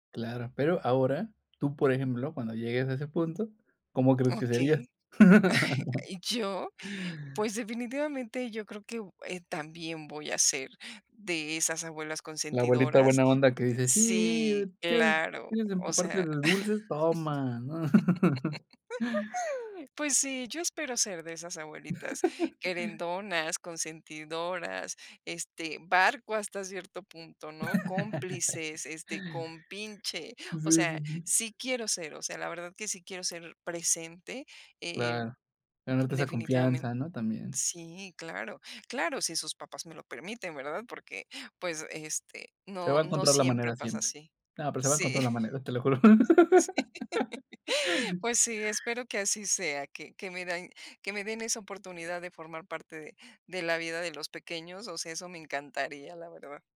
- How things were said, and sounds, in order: tapping; chuckle; laugh; laugh; chuckle; other background noise; chuckle; laugh; chuckle; laughing while speaking: "Sí"; laugh
- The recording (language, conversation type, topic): Spanish, podcast, ¿Qué papel tienen los abuelos en las familias modernas, según tú?